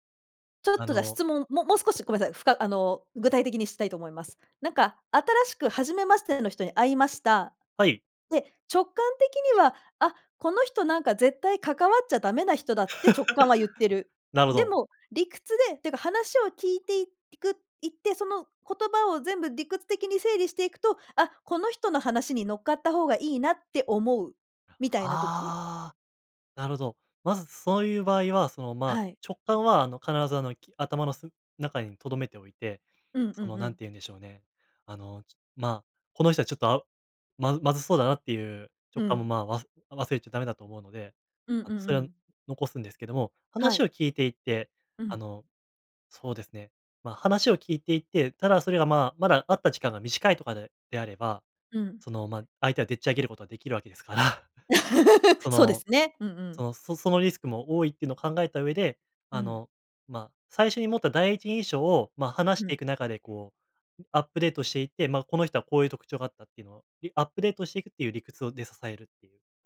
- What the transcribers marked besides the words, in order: laugh; laugh
- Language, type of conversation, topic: Japanese, podcast, 直感と理屈、どちらを信じますか？